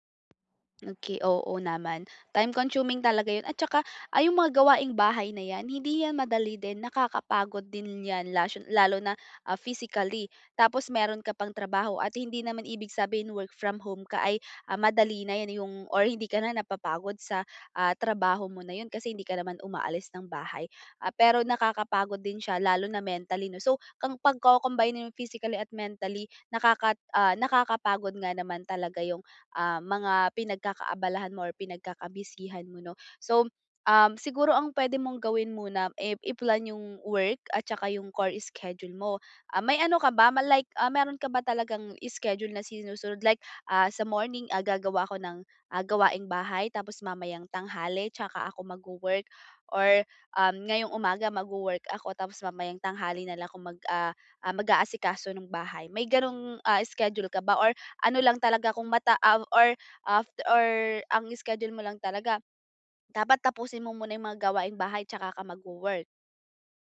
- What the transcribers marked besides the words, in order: tapping; in English: "core schedule"; "chore" said as "core"
- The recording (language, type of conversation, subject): Filipino, advice, Paano namin maayos at patas na maibabahagi ang mga responsibilidad sa aming pamilya?
- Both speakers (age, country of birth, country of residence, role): 18-19, Philippines, Philippines, user; 20-24, Philippines, Philippines, advisor